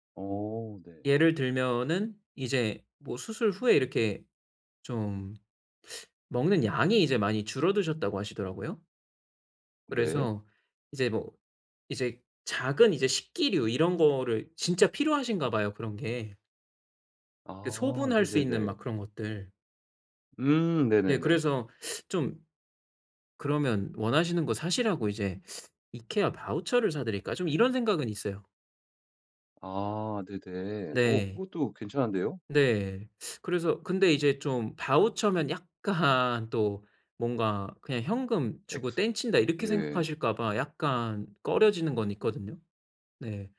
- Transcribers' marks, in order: in English: "바우처를"; in English: "바우처면"
- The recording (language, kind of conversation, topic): Korean, advice, 누군가에게 줄 선물을 고를 때 무엇을 먼저 고려해야 하나요?